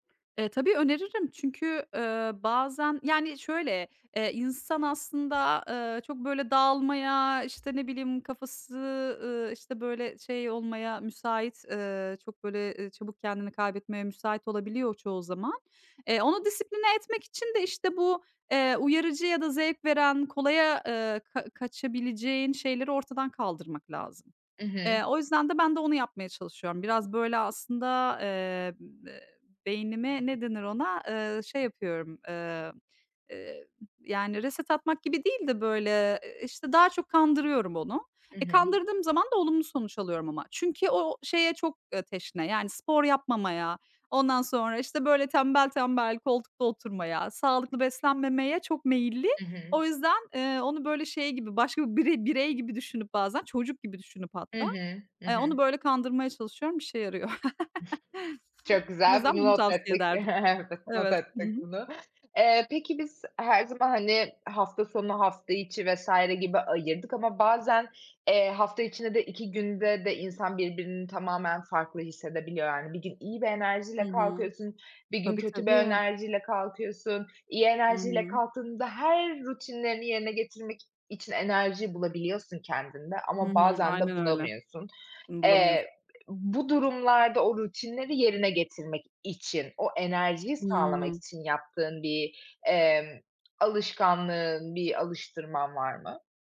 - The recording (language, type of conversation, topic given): Turkish, podcast, Kendine bakım için günlük neler yapıyorsun?
- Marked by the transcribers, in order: other background noise; tapping; in English: "reset"; scoff; chuckle; laughing while speaking: "Evet, not ettik bunu"